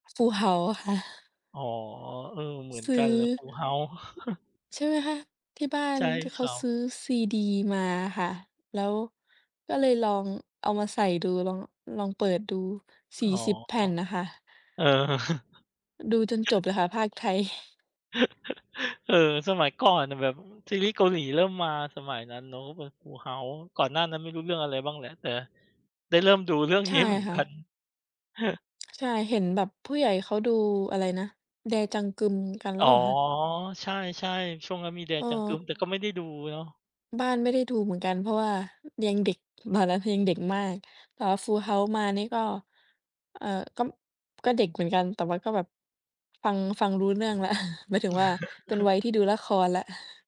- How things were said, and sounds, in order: other background noise; chuckle; tapping; background speech; chuckle; chuckle; chuckle
- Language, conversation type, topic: Thai, unstructured, คุณคิดว่างานอดิเรกช่วยลดความเครียดได้จริงไหม?